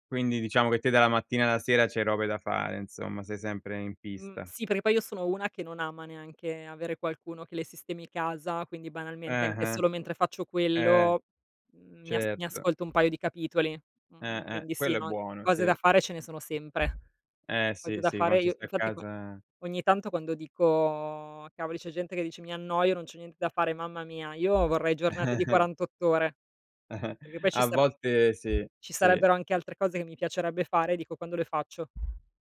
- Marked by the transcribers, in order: tapping; drawn out: "dico"; chuckle
- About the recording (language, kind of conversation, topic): Italian, unstructured, Come affronti i momenti di tristezza o di delusione?